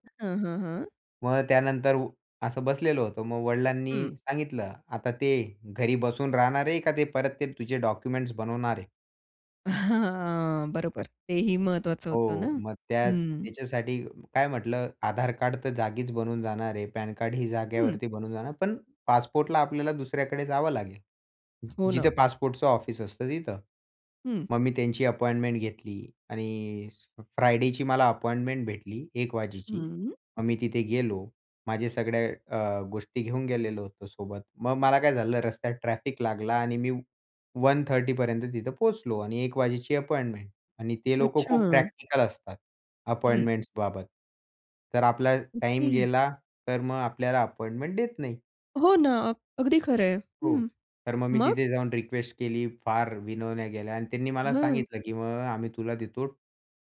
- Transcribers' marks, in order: laughing while speaking: "हां"; in English: "अपॉइंटमेंट"; in English: "वन थर्टी"; other noise
- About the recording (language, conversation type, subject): Marathi, podcast, प्रवासात तुमचं सामान कधी हरवलं आहे का, आणि मग तुम्ही काय केलं?